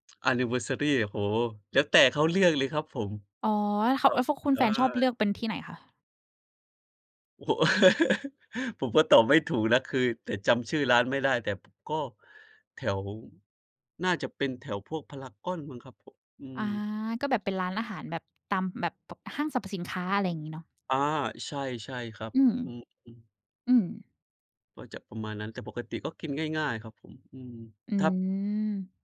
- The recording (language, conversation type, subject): Thai, unstructured, อาหารจานไหนที่คุณคิดว่าทำง่ายแต่รสชาติดี?
- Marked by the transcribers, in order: tapping; in English: "Anniversary"; other background noise; laugh